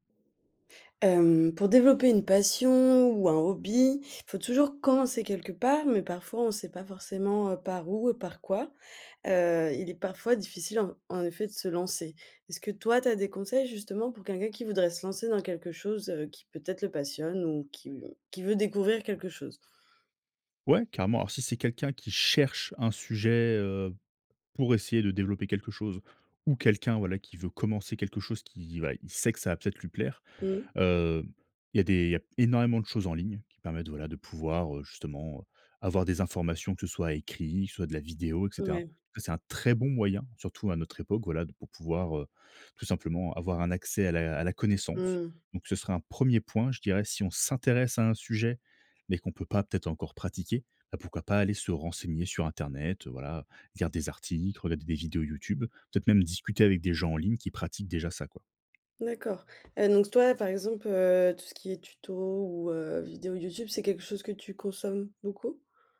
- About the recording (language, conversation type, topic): French, podcast, Quel conseil donnerais-tu à quelqu’un qui débute ?
- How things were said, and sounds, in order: stressed: "cherche"; tapping